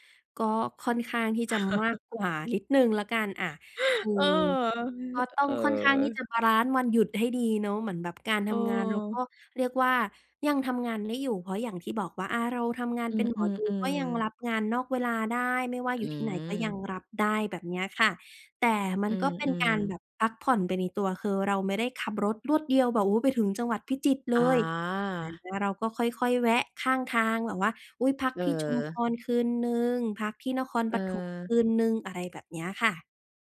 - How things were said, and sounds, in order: chuckle; other noise; other background noise
- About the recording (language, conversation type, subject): Thai, podcast, จะจัดสมดุลงานกับครอบครัวอย่างไรให้ลงตัว?